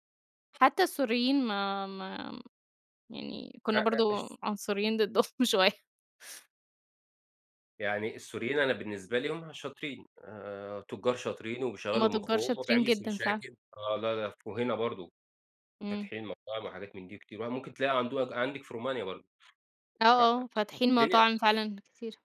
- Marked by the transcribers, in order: laughing while speaking: "ضدهم شوية"; other background noise
- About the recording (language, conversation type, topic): Arabic, unstructured, هل بتحس إن التعبير عن نفسك ممكن يعرضك للخطر؟
- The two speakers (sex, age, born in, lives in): female, 30-34, Egypt, Romania; male, 30-34, Egypt, Portugal